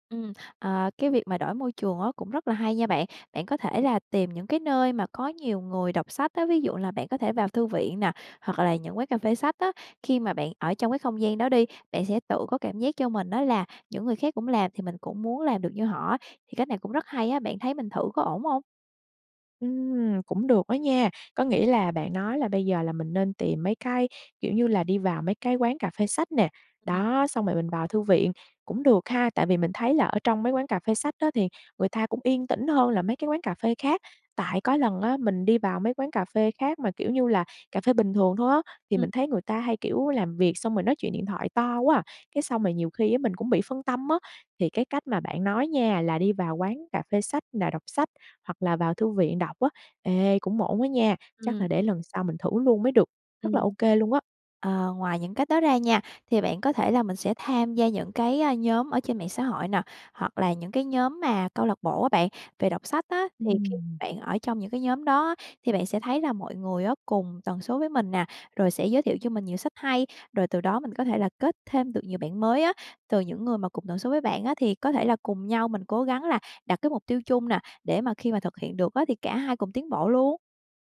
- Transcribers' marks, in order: tapping
- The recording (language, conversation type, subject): Vietnamese, advice, Làm thế nào để duy trì thói quen đọc sách hằng ngày khi tôi thường xuyên bỏ dở?